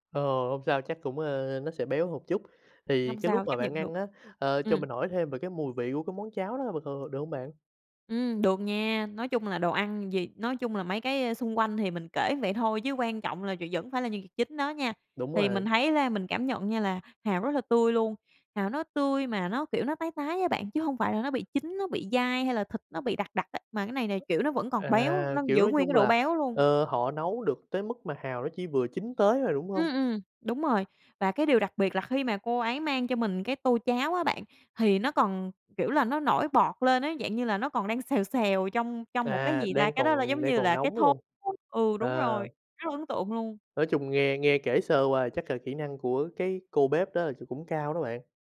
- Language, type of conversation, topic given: Vietnamese, podcast, Bạn có thể kể về một trải nghiệm ẩm thực hoặc món ăn khiến bạn nhớ mãi không?
- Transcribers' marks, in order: tapping; other background noise